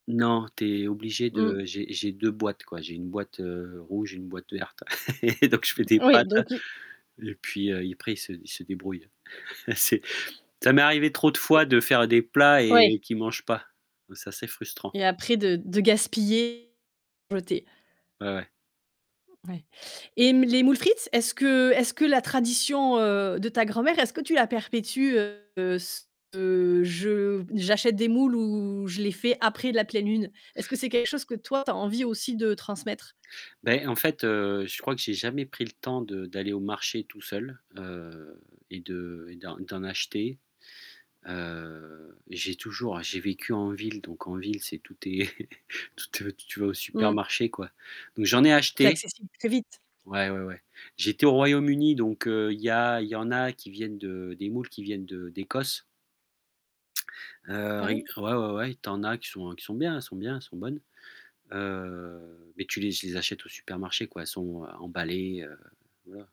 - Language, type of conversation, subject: French, podcast, Quel plat te rappelle ton enfance ?
- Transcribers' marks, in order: static; laugh; other background noise; laughing while speaking: "C'est"; distorted speech; chuckle